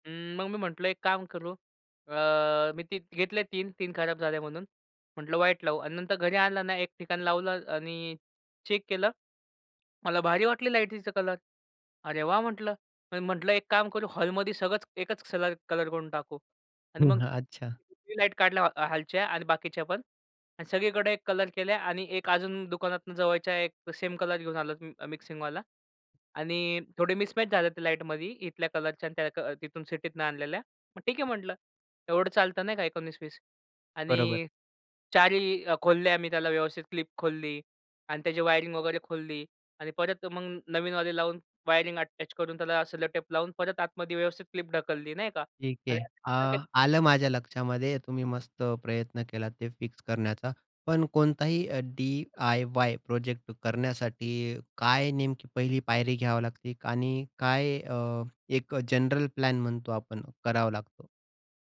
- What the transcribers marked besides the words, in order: in English: "चेक"; in English: "मिसमॅच"; other background noise; in English: "अटॅच"; tapping
- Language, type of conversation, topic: Marathi, podcast, घरच्या ‘स्वतः करा’ प्रकल्पाला सुरुवात कशी करावी?